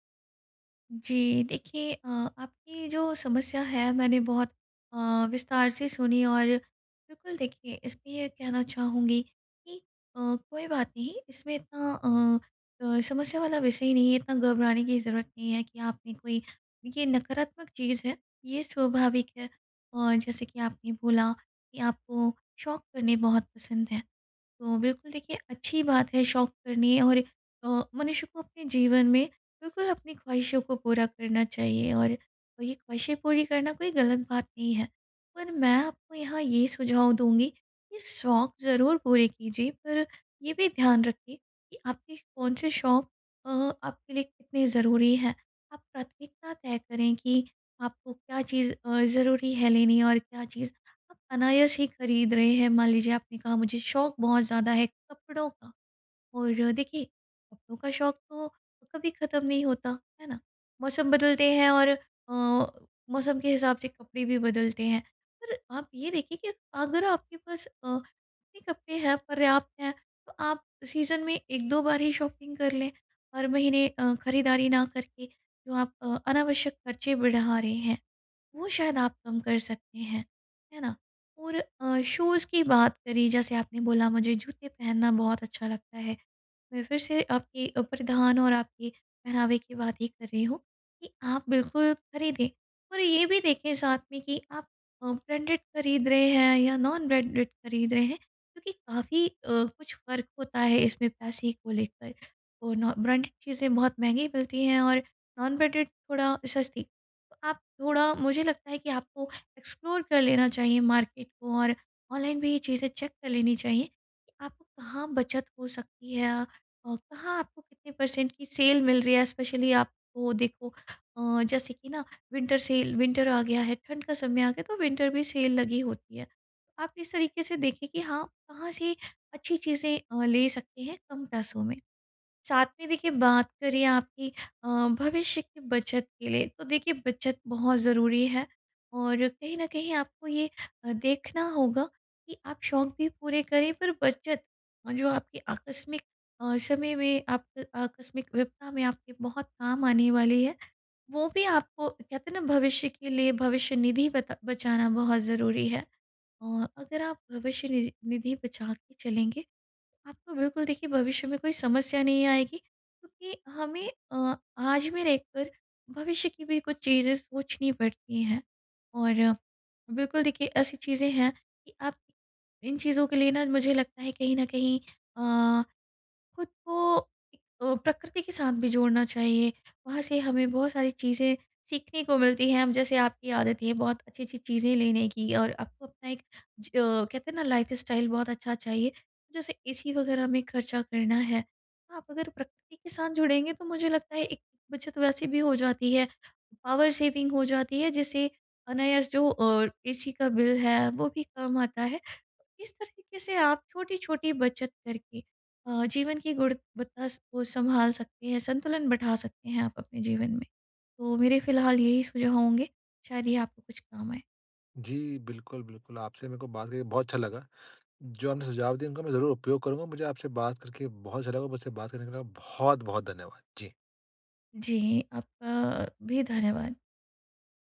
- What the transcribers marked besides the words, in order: in English: "सीज़न"; in English: "शॉपिंग"; in English: "शूज़"; in English: "ब्रांडेड"; in English: "नॉन ब्रांडेड"; in English: "ब्रांडेड"; in English: "नॉन ब्रांडेड"; in English: "एक्सप्लोर"; in English: "मार्केट"; in English: "चेक"; in English: "परसेंट"; in English: "स्पेशली"; in English: "विंटर"; in English: "विंटर"; in English: "विंटर"; in English: "लाइफ स्टाइल"; in English: "पावर सेविंग"
- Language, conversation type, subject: Hindi, advice, पैसे बचाते हुए जीवन की गुणवत्ता कैसे बनाए रखूँ?
- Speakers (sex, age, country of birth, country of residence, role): female, 35-39, India, India, advisor; male, 25-29, India, India, user